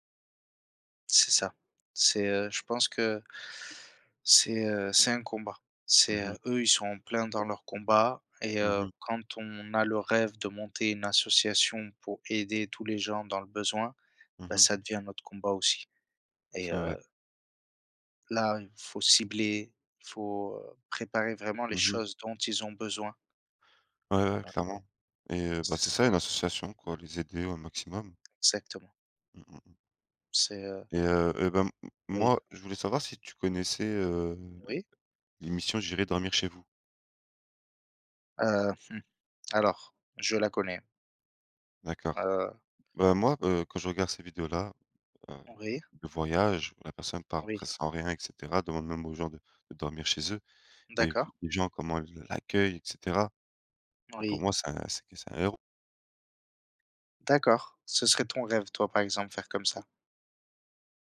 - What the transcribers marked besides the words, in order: none
- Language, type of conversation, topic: French, unstructured, Quels rêves aimerais-tu vraiment réaliser un jour ?